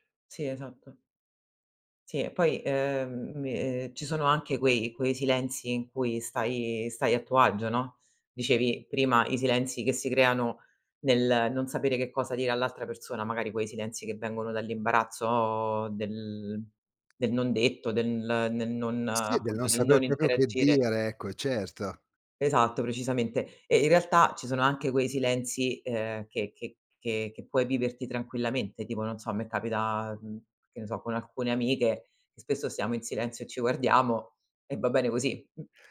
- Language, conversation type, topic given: Italian, podcast, Che ruolo ha il silenzio nella tua creatività?
- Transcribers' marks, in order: "proprio" said as "propio"; tapping